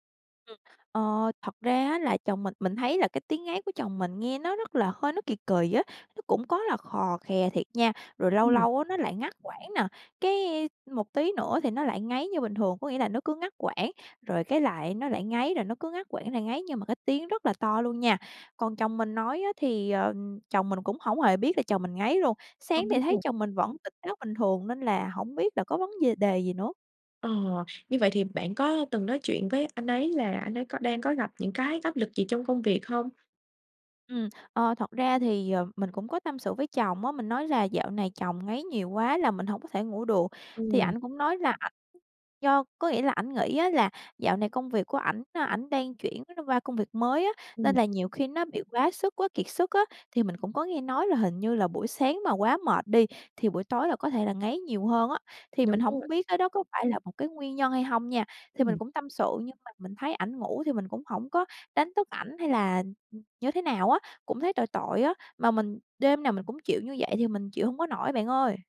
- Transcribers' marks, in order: tapping; other background noise; unintelligible speech
- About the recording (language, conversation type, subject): Vietnamese, advice, Làm thế nào để xử lý tình trạng chồng/vợ ngáy to khiến cả hai mất ngủ?